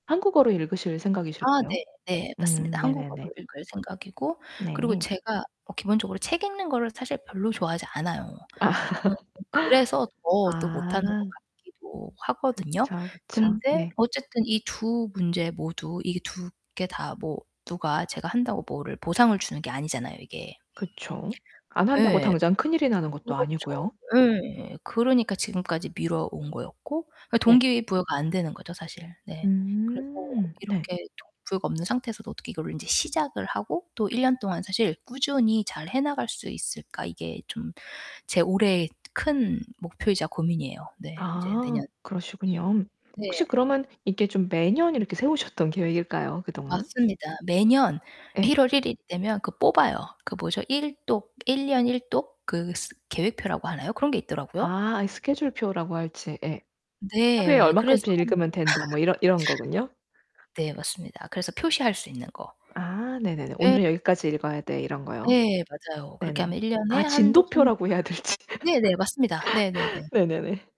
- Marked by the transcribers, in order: distorted speech; other background noise; laughing while speaking: "아"; laugh; tapping; static; laugh; laughing while speaking: "해야 될지"; laugh
- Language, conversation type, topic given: Korean, advice, 동기가 낮을 때도 어떻게 꾸준히 행동을 이어갈 수 있나요?